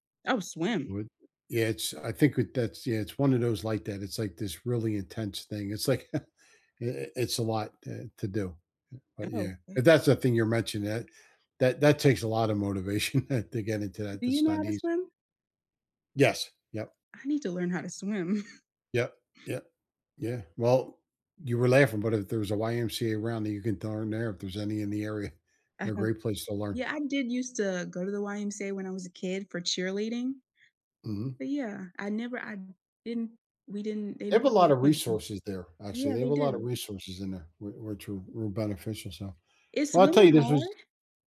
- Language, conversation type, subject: English, unstructured, How do motivation, community, and play help you feel better and more connected?
- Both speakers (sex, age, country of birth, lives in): female, 20-24, United States, United States; male, 65-69, United States, United States
- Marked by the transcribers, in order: surprised: "Oh, swim"; chuckle; laughing while speaking: "motivation"; chuckle; chuckle; laughing while speaking: "area"